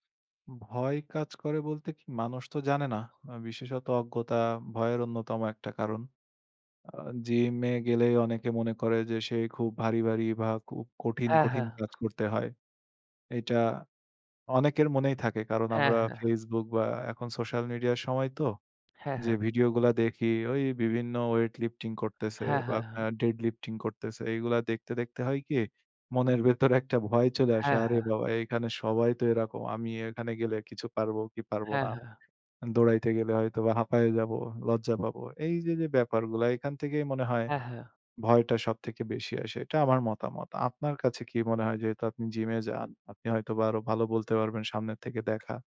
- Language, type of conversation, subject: Bengali, unstructured, অনেক মানুষ কেন ব্যায়াম করতে ভয় পান?
- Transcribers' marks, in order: in English: "weight lifting"; in English: "dead lifting"